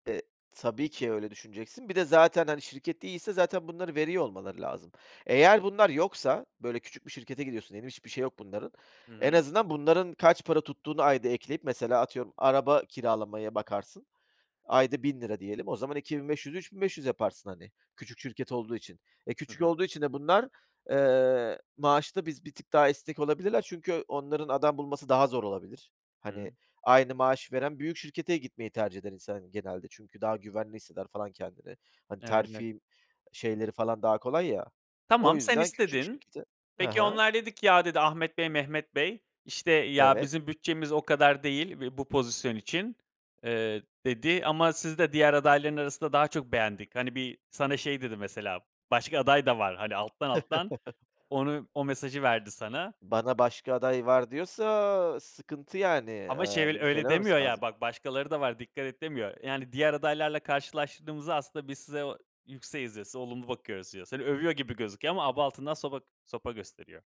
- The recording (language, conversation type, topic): Turkish, podcast, Maaş pazarlığı yaparken nelere dikkat edersin ve stratejin nedir?
- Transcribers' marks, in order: other background noise; chuckle